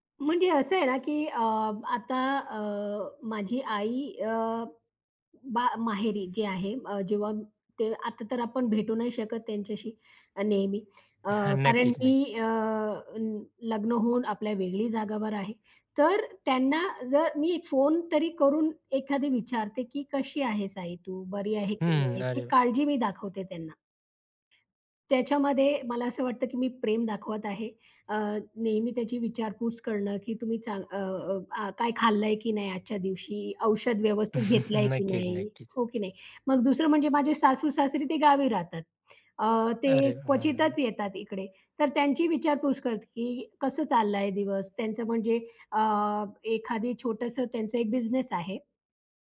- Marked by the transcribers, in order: tapping; other noise; laughing while speaking: "हां"; "जागेवर" said as "जागावर"; chuckle; other background noise
- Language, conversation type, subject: Marathi, podcast, कुटुंबात तुम्ही प्रेम कसे व्यक्त करता?
- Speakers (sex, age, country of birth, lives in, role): female, 35-39, India, India, guest; male, 20-24, India, India, host